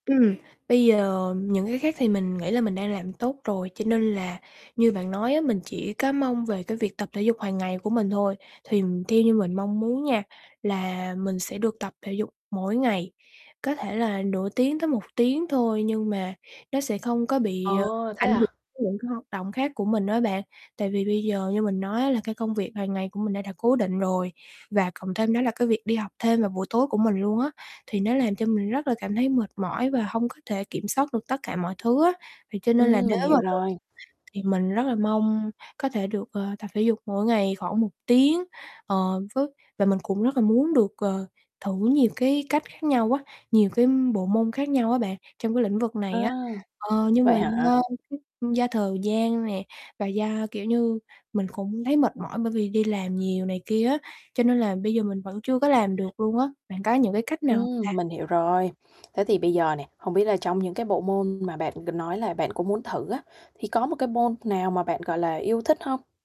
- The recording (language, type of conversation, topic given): Vietnamese, advice, Làm sao để duy trì thói quen khi bị gián đoạn?
- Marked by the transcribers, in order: tapping; other background noise; distorted speech